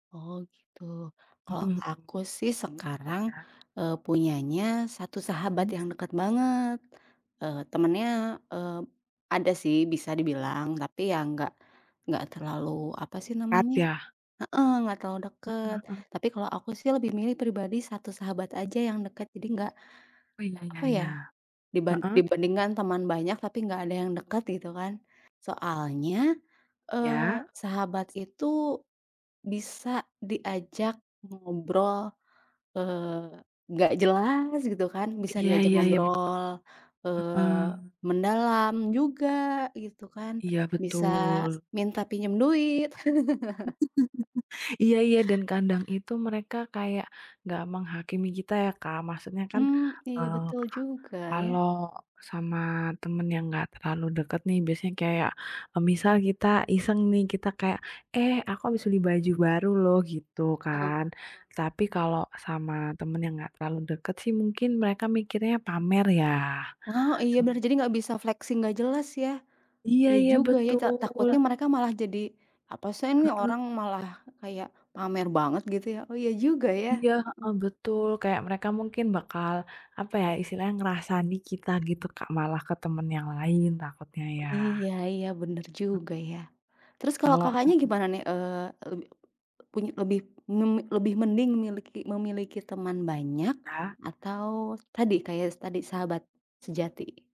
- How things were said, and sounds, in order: other background noise; laugh; laughing while speaking: "Iya"; laugh; "kadang" said as "kandang"; in English: "flexing"; background speech; in Javanese: "ngrasani"
- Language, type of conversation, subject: Indonesian, unstructured, Mana yang lebih baik: memiliki banyak teman yang tidak terlalu dekat atau satu sahabat sejati?